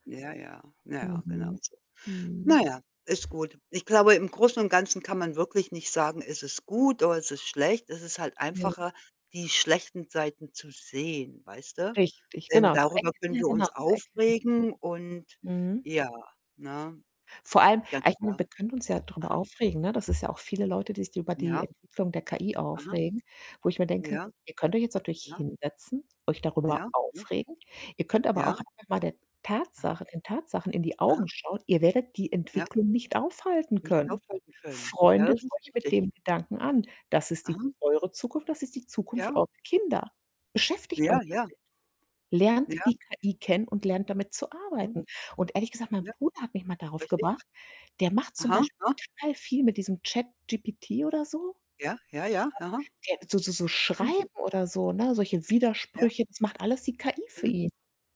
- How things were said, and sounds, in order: static; other background noise; distorted speech; unintelligible speech
- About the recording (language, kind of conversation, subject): German, unstructured, Glaubst du, dass soziale Medien unserer Gesellschaft mehr schaden als nutzen?